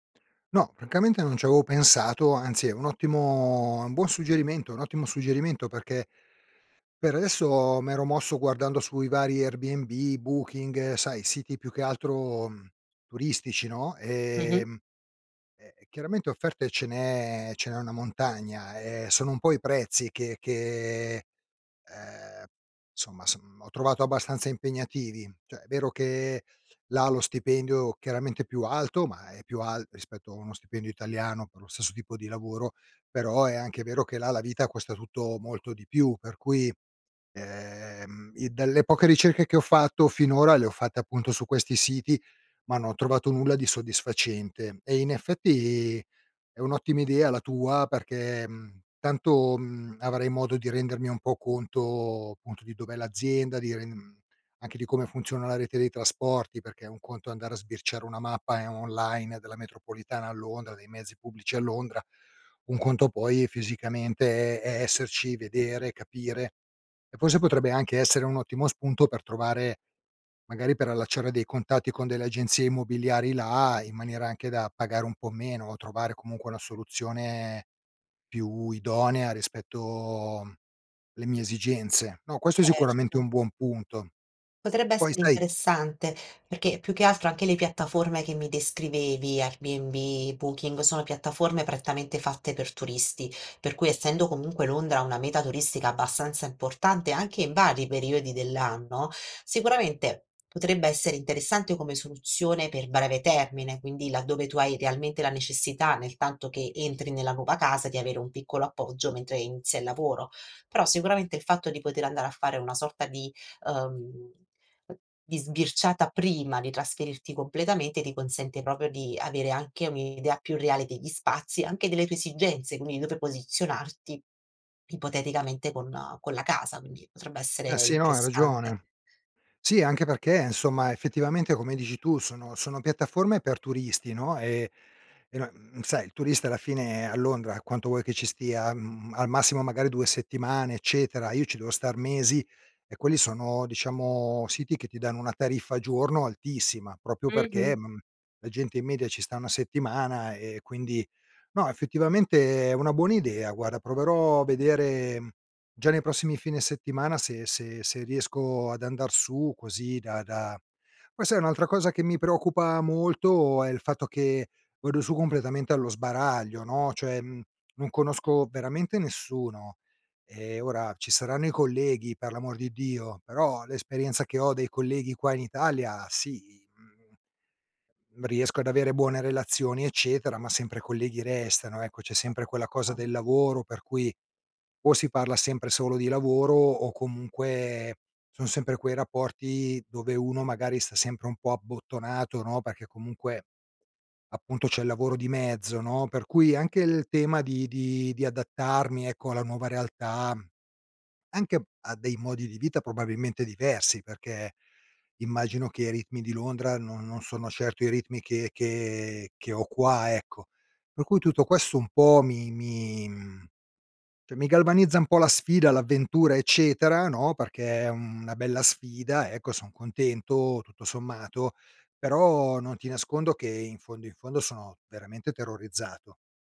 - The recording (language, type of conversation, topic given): Italian, advice, Trasferimento in una nuova città
- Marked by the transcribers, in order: "Cioè" said as "ceh"; tapping; "proprio" said as "propio"; "proprio" said as "propio"; other background noise; "cioè" said as "ceh"